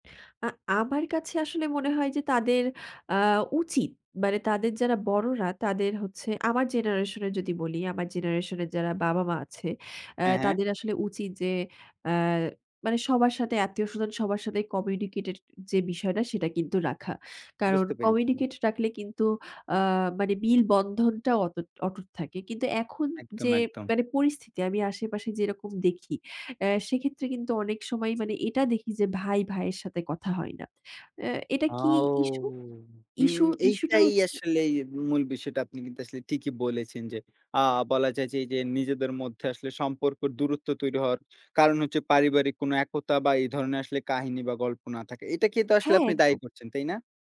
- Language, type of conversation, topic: Bengali, podcast, তোমাদের পরিবারের কোনো পুরোনো কাহিনি কি শোনাবে?
- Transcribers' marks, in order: other background noise; drawn out: "আও"